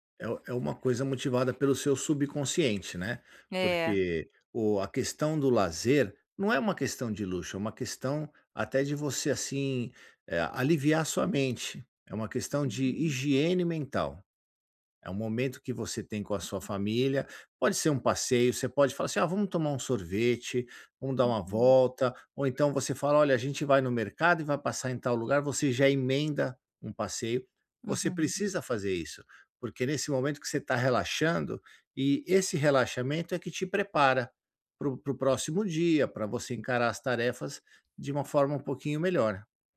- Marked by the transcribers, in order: other background noise; tapping
- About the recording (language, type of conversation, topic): Portuguese, advice, Como lidar com a culpa ou a ansiedade ao dedicar tempo ao lazer?